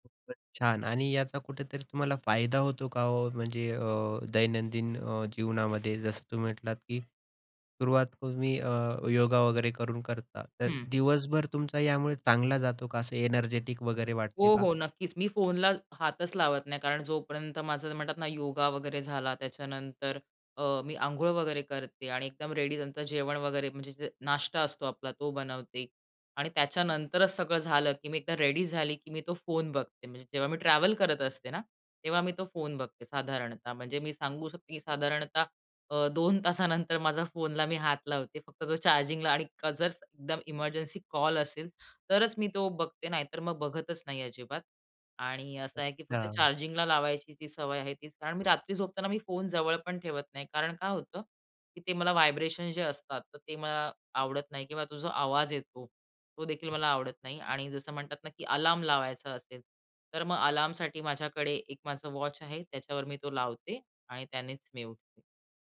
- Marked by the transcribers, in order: other background noise; in English: "एनर्जेटिक"; in English: "रेडी"; in English: "रेडी"; tapping
- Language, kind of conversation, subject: Marathi, podcast, सकाळी उठल्यावर तुम्ही सर्वात आधी काय करता?